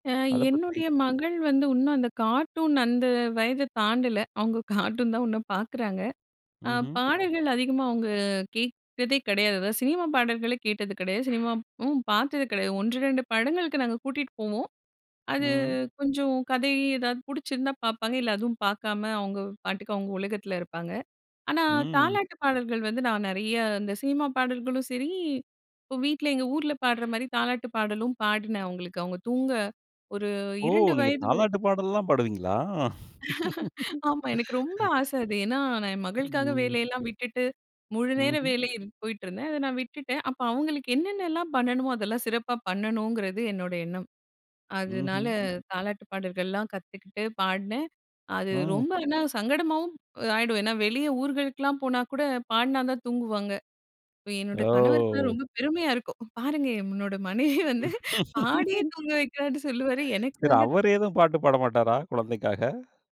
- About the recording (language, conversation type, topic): Tamil, podcast, குழந்தை பருவத்திலிருந்து உங்கள் மனதில் நிலைத்திருக்கும் பாடல் எது?
- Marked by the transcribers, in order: in English: "கார்ட்டூன்"; chuckle; in English: "கார்ட்டூன்"; drawn out: "ம்"; other background noise; other noise; chuckle; laugh; drawn out: "ஓ!"; laughing while speaking: "என்னோட மனைவி வந்து பாடியே தூங்க வைக்கிறான்னு சொல்லுவார். எனக்கு வந்து"; laugh